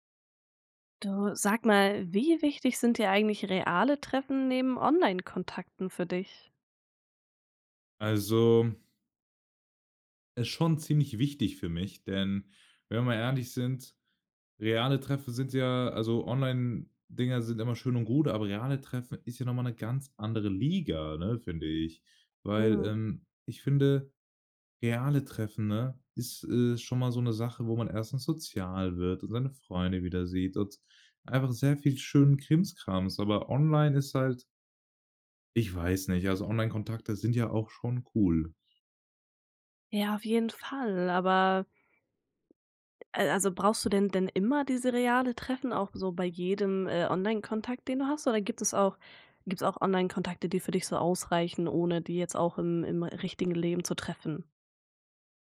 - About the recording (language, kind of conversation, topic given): German, podcast, Wie wichtig sind reale Treffen neben Online-Kontakten für dich?
- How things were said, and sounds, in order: stressed: "Liga"; other background noise